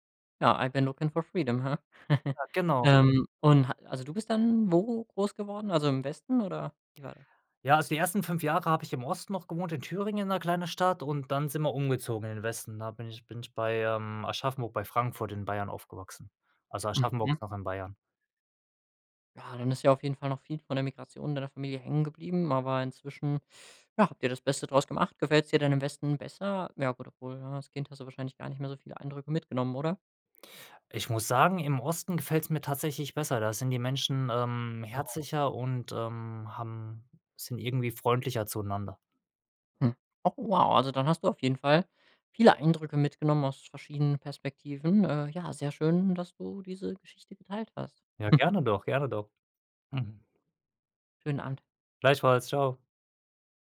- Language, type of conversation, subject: German, podcast, Welche Geschichten über Krieg, Flucht oder Migration kennst du aus deiner Familie?
- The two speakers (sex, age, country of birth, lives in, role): male, 25-29, Germany, Germany, host; male, 35-39, Germany, Sweden, guest
- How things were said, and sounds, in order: in English: "I've been looking for freedom"; chuckle; unintelligible speech; chuckle